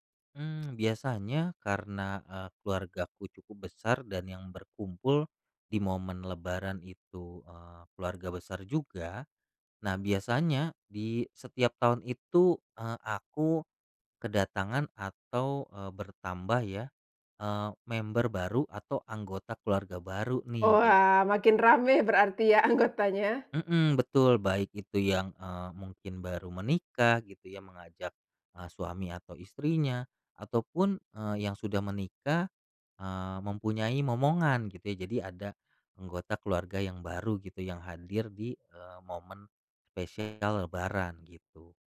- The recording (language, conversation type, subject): Indonesian, podcast, Bagaimana tradisi minta maaf saat Lebaran membantu rekonsiliasi keluarga?
- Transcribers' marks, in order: in English: "member"; laughing while speaking: "rame"; laughing while speaking: "anggotanya"; other background noise